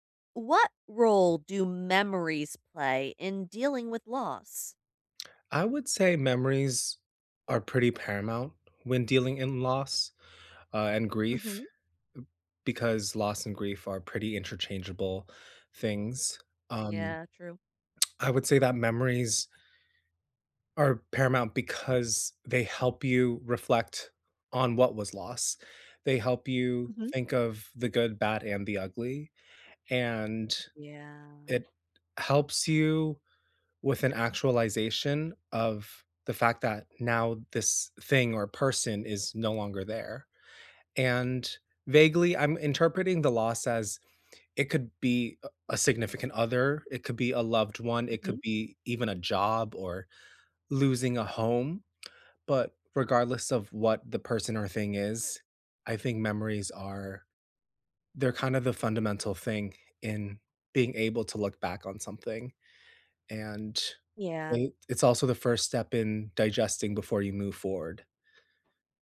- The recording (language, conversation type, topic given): English, unstructured, What role do memories play in coping with loss?
- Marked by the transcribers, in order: tapping; tsk; other background noise; drawn out: "Yeah"